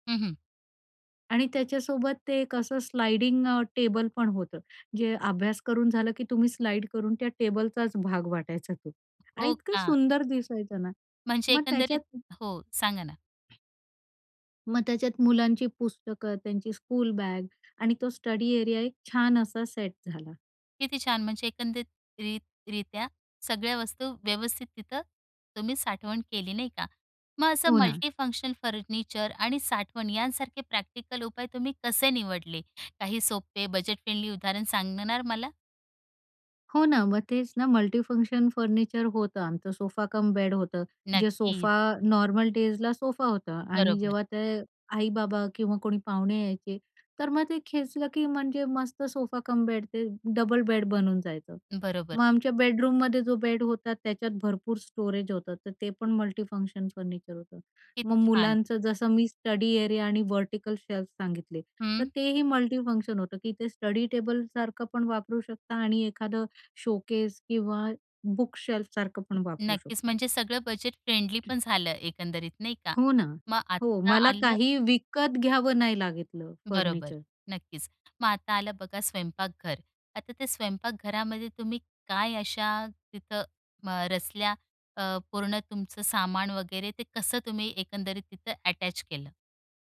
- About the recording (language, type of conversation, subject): Marathi, podcast, लहान घरात तुम्ही घर कसं अधिक आरामदायी करता?
- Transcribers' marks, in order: in English: "स्लाइडिंग"; in English: "स्लाइड"; other background noise; in English: "स्कूल"; in English: "स्टडी"; in English: "सेट"; in English: "मल्टीफंक्शनल फर्निचर"; in English: "फ्रेंडली"; in English: "मल्टीफंक्शन फर्निचर"; in English: "सोफा कम बेड"; in English: "नॉर्मल डेजला"; tapping; in English: "सोफा कम बेड"; in English: "डबल बेड"; in English: "बेडरूममध्ये"; in English: "स्टोरेज"; in English: "मल्टीफंक्शन फर्निचर"; in English: "स्टडी एरिया"; in English: "व्हर्टिकल शेल्फ"; in English: "मल्टीफंक्शन"; in English: "स्टडी टेबलसारखं"; in English: "बुक शेल्फसारखं"; in English: "फ्रेंडली"; "लागलं" said as "लागितलं"; in English: "अटॅच"